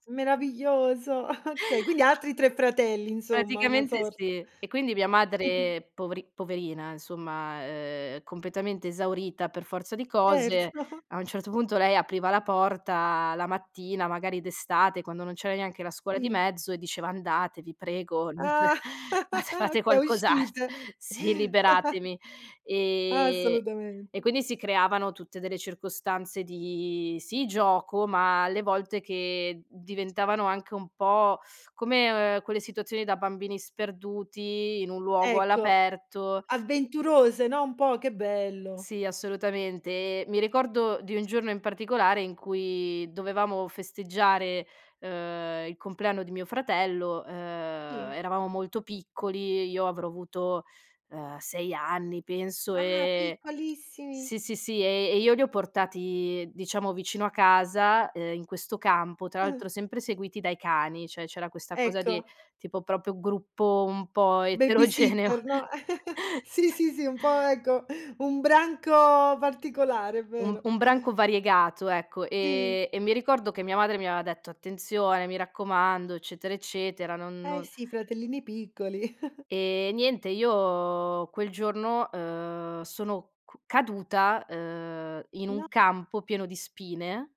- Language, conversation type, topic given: Italian, podcast, Com'era il tuo rapporto con i tuoi fratelli o le tue sorelle?
- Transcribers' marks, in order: chuckle; chuckle; "completamente" said as "competamente"; laughing while speaking: "Certo"; chuckle; laughing while speaking: "c fate fate qualcos alt"; chuckle; other background noise; chuckle; "cioè" said as "ceh"; "proprio" said as "propio"; chuckle; laughing while speaking: "sì, sì, sì, un po', ecco"; laughing while speaking: "eterogeneo! S"; chuckle; tapping; chuckle; "aveva" said as "avea"; chuckle